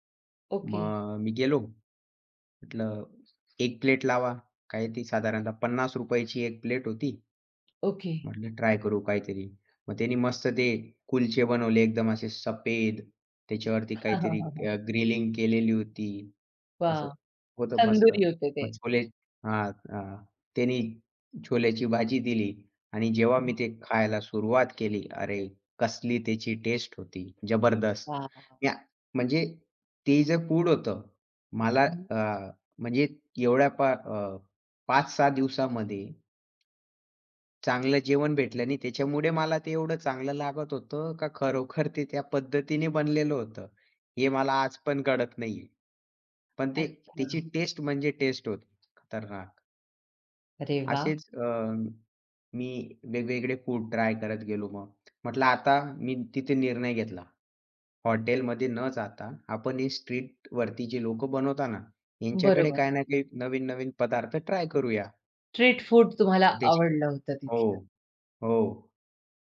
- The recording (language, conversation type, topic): Marathi, podcast, एकट्याने स्थानिक खाण्याचा अनुभव तुम्हाला कसा आला?
- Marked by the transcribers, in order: other background noise; in English: "ग्रिलिंग"; tapping; unintelligible speech